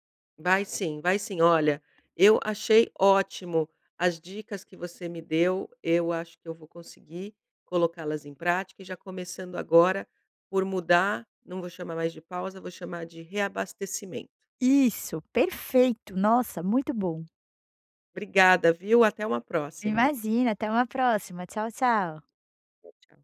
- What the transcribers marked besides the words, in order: tapping
- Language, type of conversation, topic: Portuguese, advice, Como descrever a sensação de culpa ao fazer uma pausa para descansar durante um trabalho intenso?